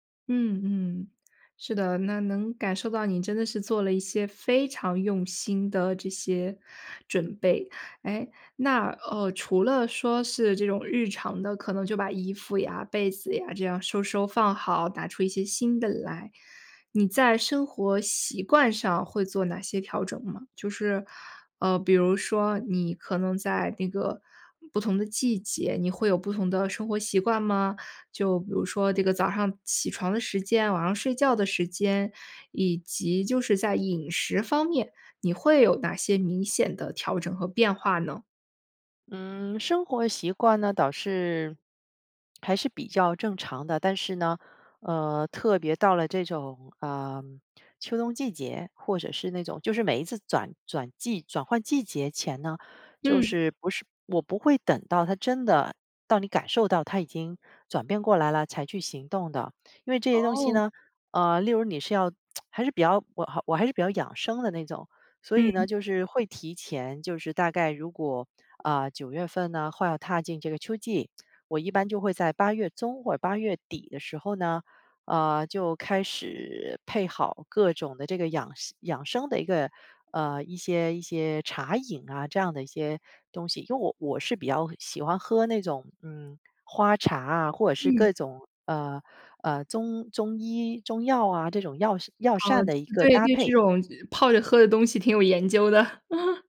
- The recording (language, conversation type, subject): Chinese, podcast, 换季时你通常会做哪些准备？
- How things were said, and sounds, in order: "拿出" said as "打出"; tsk; laughing while speaking: "研究的"; chuckle